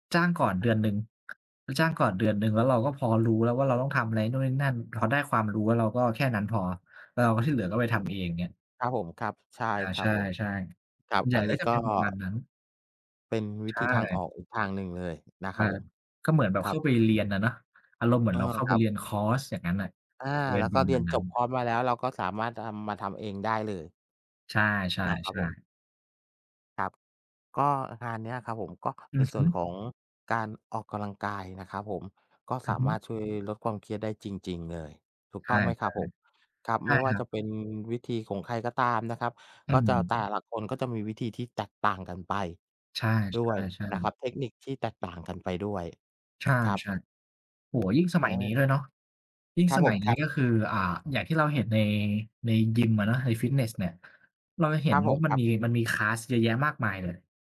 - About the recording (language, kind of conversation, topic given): Thai, unstructured, การออกกำลังกายช่วยลดความเครียดได้จริงไหม?
- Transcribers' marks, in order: other background noise; in English: "คลาส"